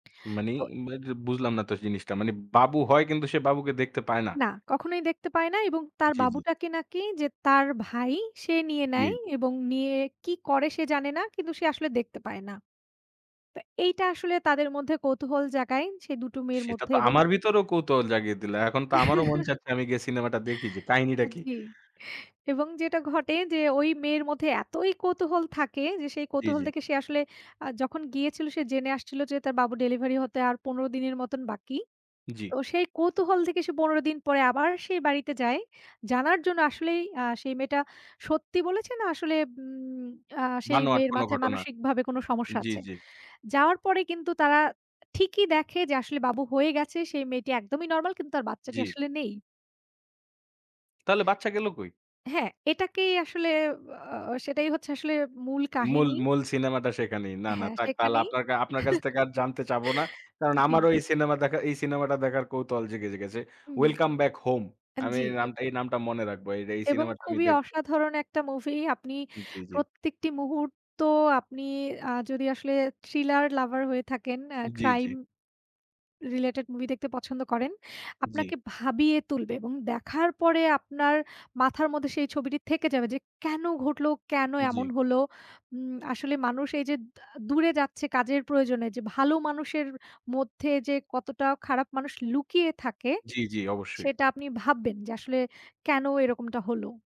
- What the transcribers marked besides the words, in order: chuckle; chuckle; tapping
- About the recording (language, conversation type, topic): Bengali, unstructured, আপনার প্রিয় সিনেমা কোনটি, এবং আপনি কেন সেটি পছন্দ করেন?